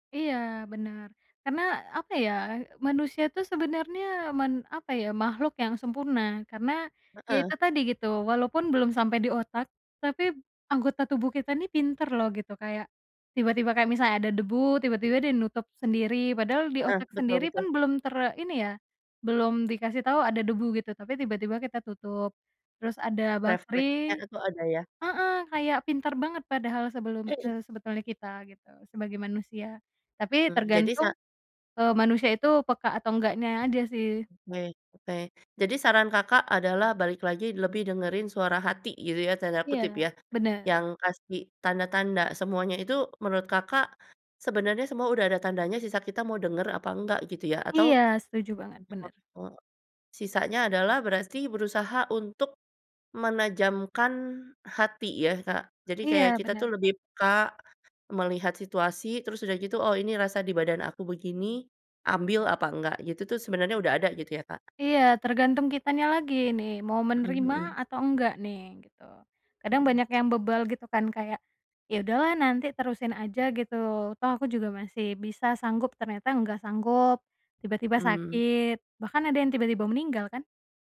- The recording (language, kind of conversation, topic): Indonesian, podcast, Bagaimana cara kamu memaafkan diri sendiri setelah melakukan kesalahan?
- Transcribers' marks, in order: other background noise; tapping; unintelligible speech